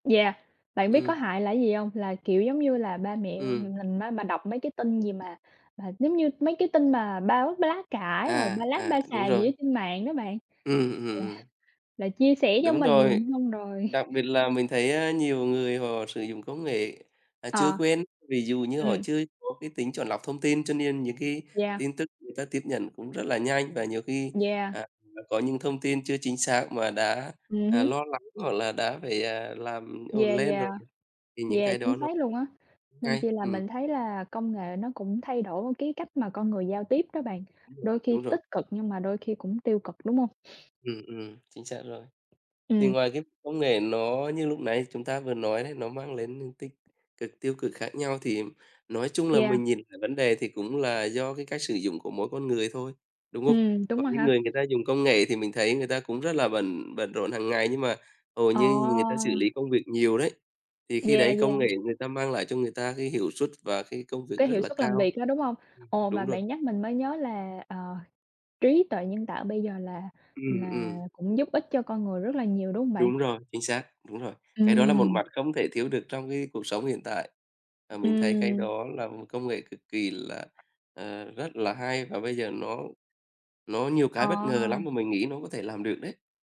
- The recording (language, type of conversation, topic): Vietnamese, unstructured, Có phải công nghệ khiến chúng ta ngày càng xa cách nhau hơn không?
- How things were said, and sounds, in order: tapping; "mình" said as "nghình"; laughing while speaking: "là"; unintelligible speech; other background noise; unintelligible speech; other noise